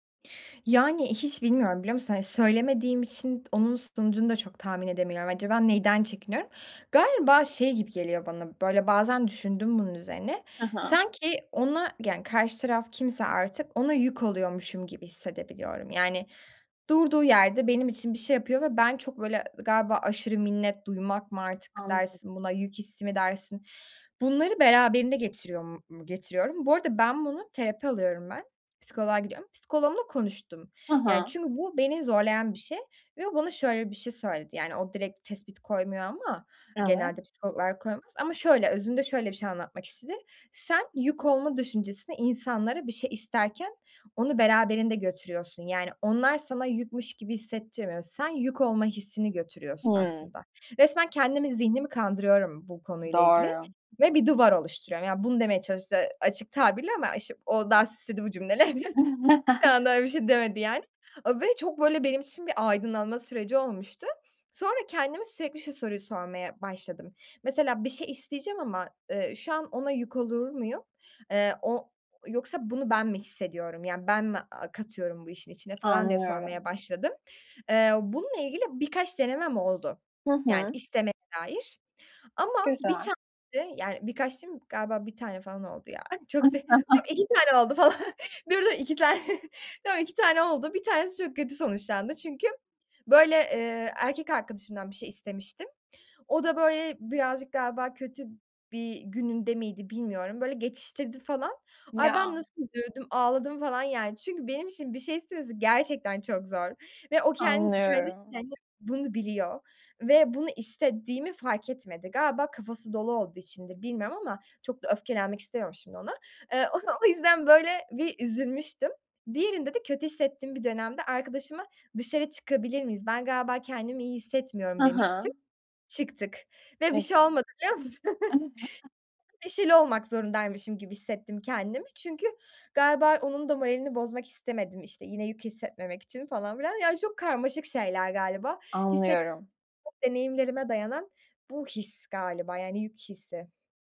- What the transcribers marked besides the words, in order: chuckle; laughing while speaking: "bu cümlelerini. Bir anda öyle bir şey demedi yani"; other background noise; chuckle; laughing while speaking: "oldu falan. Dur, dur iki tane tamam, iki tane oldu"; laughing while speaking: "onu"; unintelligible speech; laughing while speaking: "musun?"
- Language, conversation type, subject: Turkish, advice, İş yerinde ve evde ihtiyaçlarımı nasıl açık, net ve nazikçe ifade edebilirim?